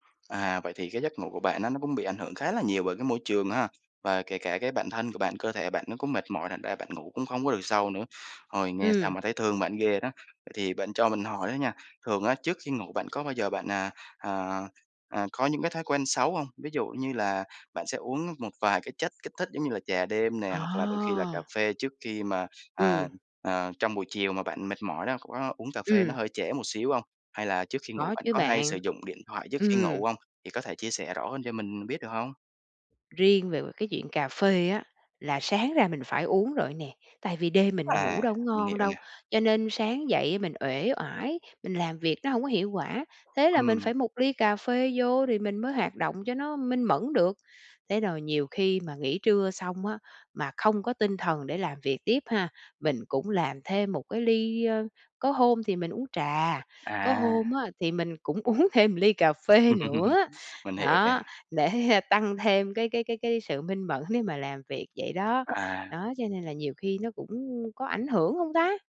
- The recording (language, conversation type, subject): Vietnamese, advice, Làm sao để duy trì giấc ngủ đều đặn khi bạn thường mất ngủ hoặc ngủ quá muộn?
- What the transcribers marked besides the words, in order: laughing while speaking: "uống"; other background noise; laugh; laughing while speaking: "phê"; laughing while speaking: "để"